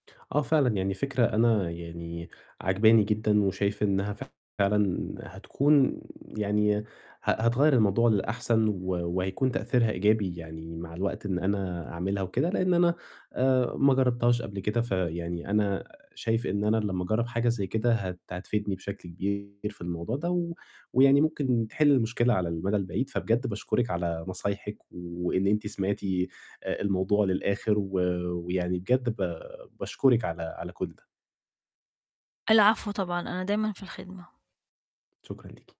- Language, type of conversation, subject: Arabic, advice, إزاي أقدر أتعرف على صحاب جداد بيشاركوا اهتماماتي وقيمي وأنا في سنّ البلوغ؟
- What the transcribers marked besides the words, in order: mechanical hum; distorted speech; tapping